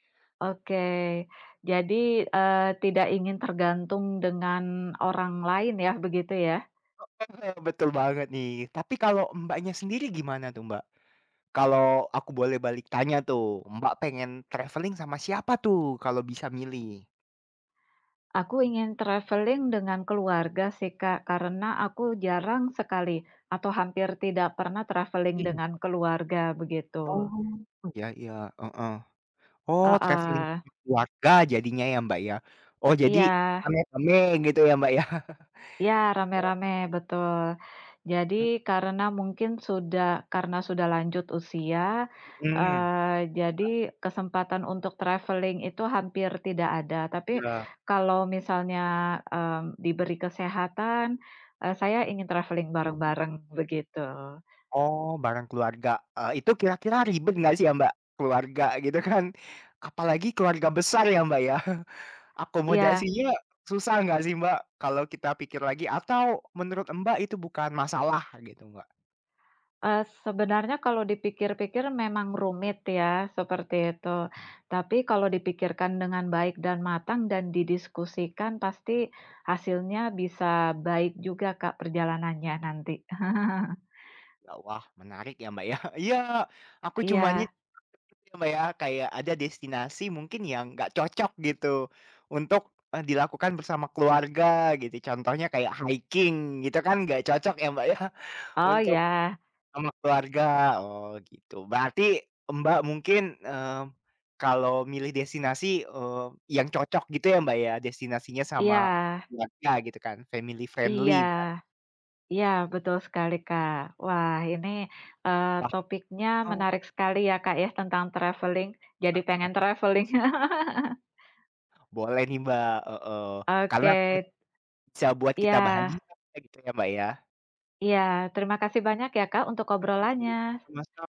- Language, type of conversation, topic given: Indonesian, unstructured, Bagaimana bepergian bisa membuat kamu merasa lebih bahagia?
- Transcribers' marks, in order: other background noise; in English: "traveling"; in English: "traveling"; in English: "traveling"; in English: "travelling"; "rame-rame" said as "kame-kame"; chuckle; in English: "traveling"; in English: "traveling"; laughing while speaking: "kan?"; tapping; chuckle; unintelligible speech; chuckle; laughing while speaking: "ya"; unintelligible speech; in English: "family friendly"; in English: "travelling"; unintelligible speech; in English: "travelling"; chuckle; in English: "traveling"; drawn out: "obrolannya"